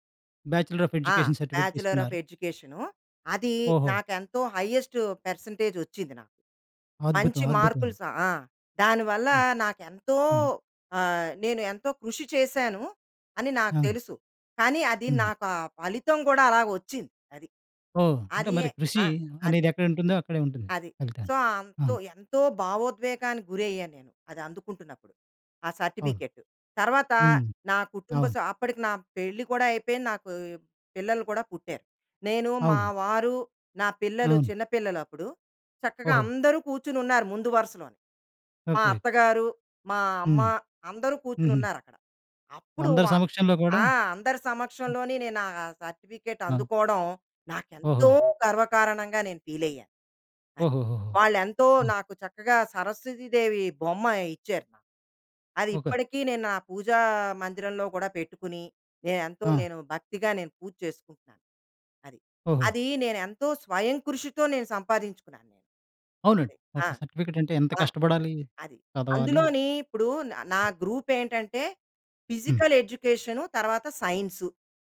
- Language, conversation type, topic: Telugu, podcast, మీరు గర్వపడే ఒక ఘట్టం గురించి వివరించగలరా?
- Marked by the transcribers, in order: in English: "బ్యాచిలర్ ఆఫ్ ఎడ్యుకేషన్ సర్టిఫికేట్"; in English: "హైయెస్ట్ పర్సంటేజ్"; in English: "సో"; in English: "సర్టిఫికేట్"; other background noise; in English: "సర్టిఫికేట్"; stressed: "నాకేంతో గర్వకారణంగా"; in English: "ఫీల్"; in English: "సర్టిఫికేట్"; in English: "ఫిజికల్"